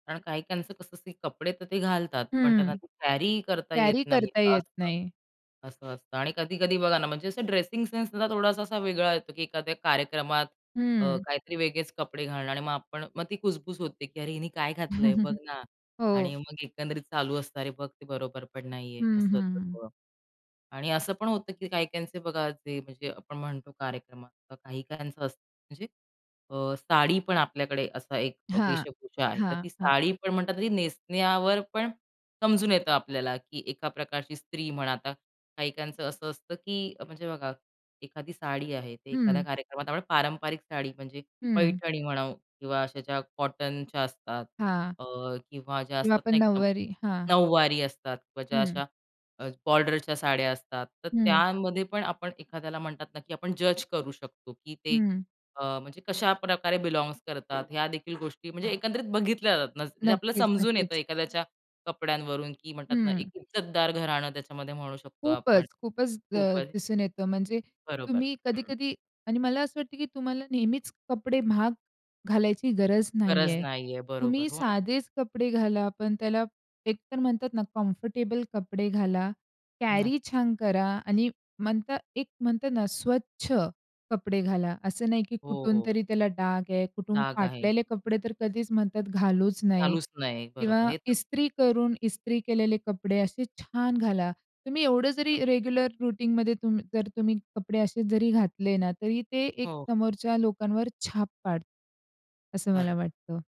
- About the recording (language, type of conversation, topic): Marathi, podcast, कपड्यांमुळे आत्मप्रतिमा कशी तयार होते?
- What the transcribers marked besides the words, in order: in English: "कॅरी"; in English: "कॅरीही"; chuckle; "कुजबुज" said as "खुसबूस"; tapping; in English: "बिलॉन्ग्स"; door; in English: "कम्फर्टेबल"; in English: "कॅरी"; "नये" said as "नाही"; other background noise; in English: "रेग्युलर रुटीनमध्ये"